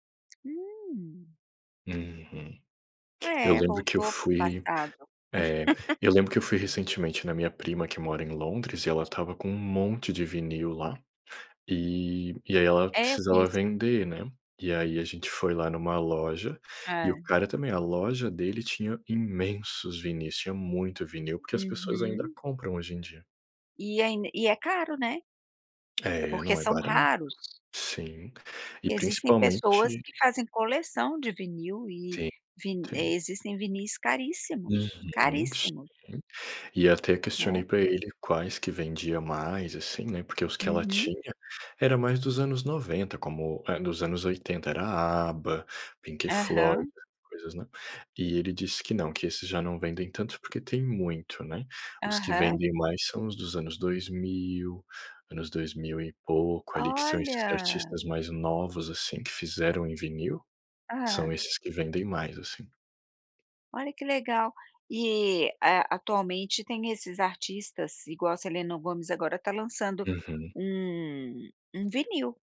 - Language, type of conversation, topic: Portuguese, unstructured, Você prefere ouvir música ao vivo ou em plataformas digitais?
- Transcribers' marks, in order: tapping; laugh